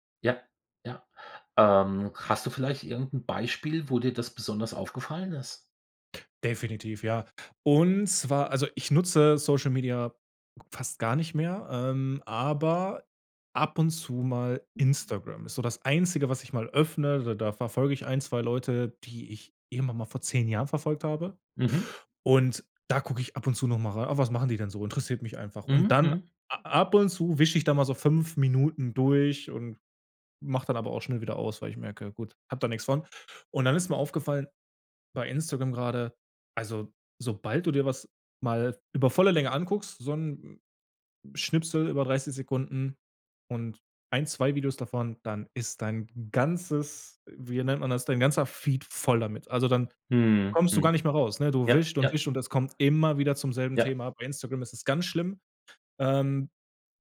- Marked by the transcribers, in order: other background noise
- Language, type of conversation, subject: German, podcast, Wie können Algorithmen unsere Meinungen beeinflussen?